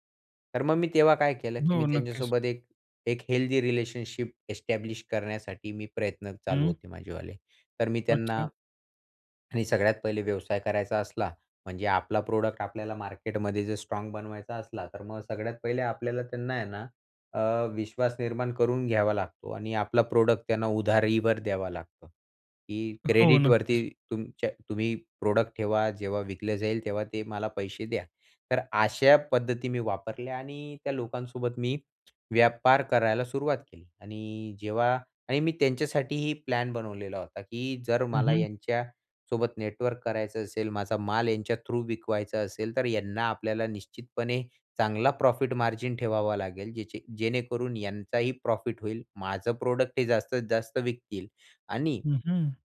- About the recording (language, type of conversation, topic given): Marathi, podcast, नेटवर्किंगमध्ये सुरुवात कशी करावी?
- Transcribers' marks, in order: in English: "हेल्दी रिलेशनशिप एस्टॅब्लिश"; in English: "प्रॉडक्ट"; in English: "प्रॉडक्ट"; in English: "क्रेडिटवरती"; in English: "प्रॉडक्ट"; other background noise; in English: "थ्रू"; in English: "प्रॉडक्ट"